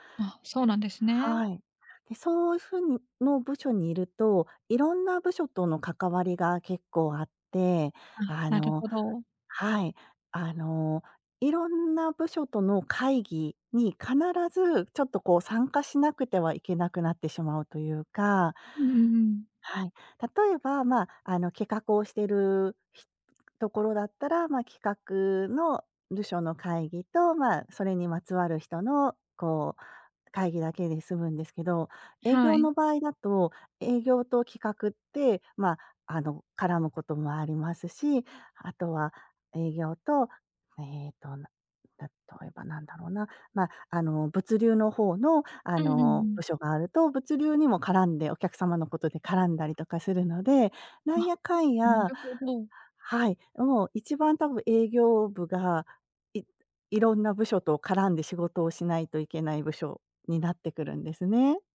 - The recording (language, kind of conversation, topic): Japanese, advice, 会議が長引いて自分の仕事が進まないのですが、どうすれば改善できますか？
- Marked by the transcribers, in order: tapping; other background noise